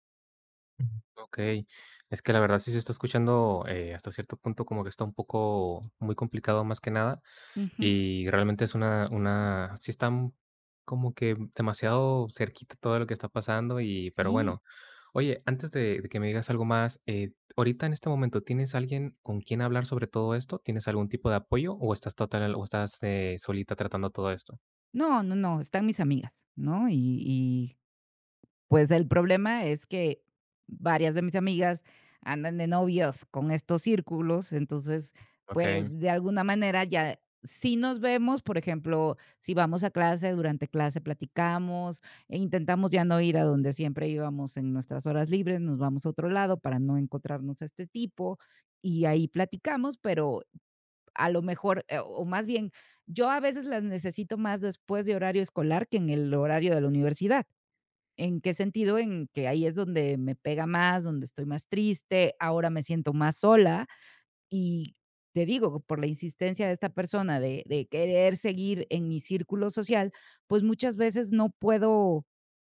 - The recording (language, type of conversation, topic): Spanish, advice, ¿Cómo puedo recuperar la confianza en mí después de una ruptura sentimental?
- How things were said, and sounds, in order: other background noise; tapping